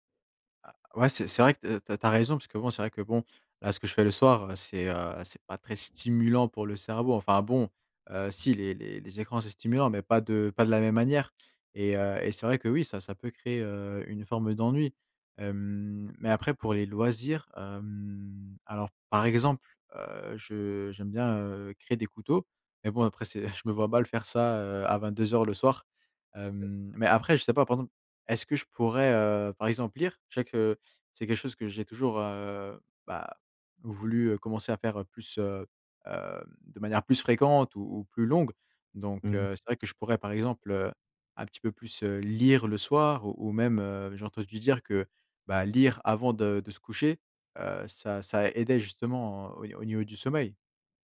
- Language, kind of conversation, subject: French, advice, Comment arrêter de manger tard le soir malgré ma volonté d’arrêter ?
- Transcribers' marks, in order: other background noise